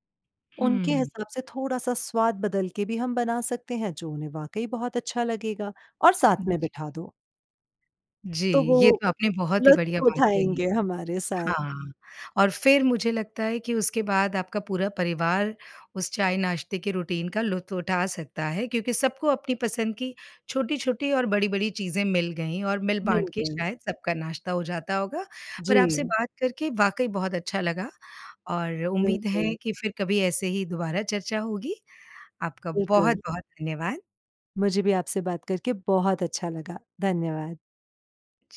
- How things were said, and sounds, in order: tapping; in English: "रुटीन"
- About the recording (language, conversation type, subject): Hindi, podcast, घर पर चाय-नाश्ते का रूटीन आपका कैसा रहता है?